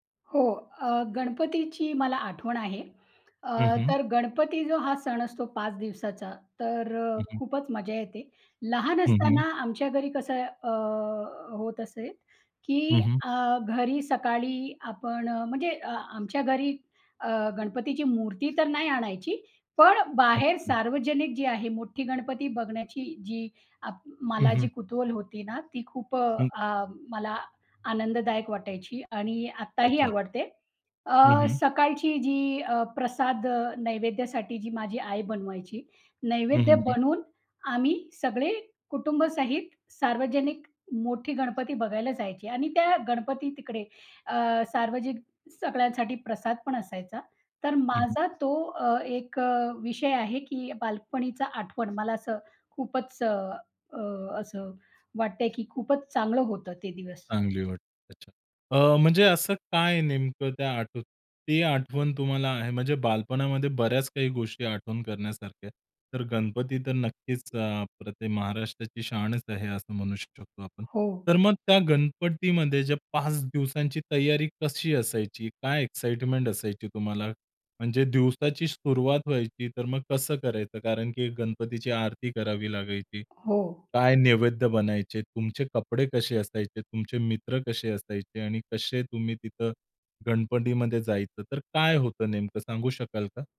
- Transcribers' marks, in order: tapping; other noise; in English: "एक्साईटमेंट"
- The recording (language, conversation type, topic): Marathi, podcast, बालपणीचा एखादा सण साजरा करताना तुम्हाला सर्वात जास्त कोणती आठवण आठवते?